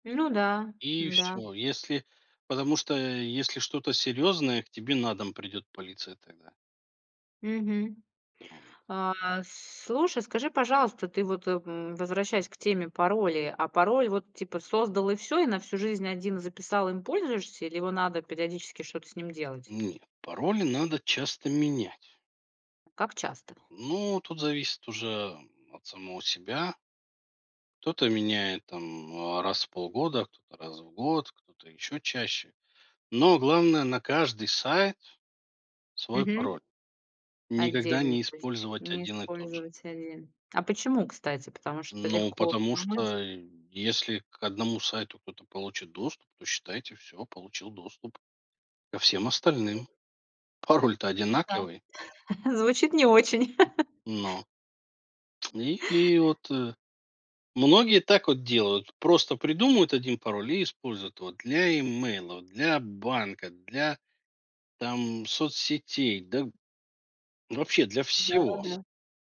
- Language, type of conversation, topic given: Russian, podcast, Как простыми и понятными способами защитить свои аккаунты от взлома?
- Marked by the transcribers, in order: other background noise; laugh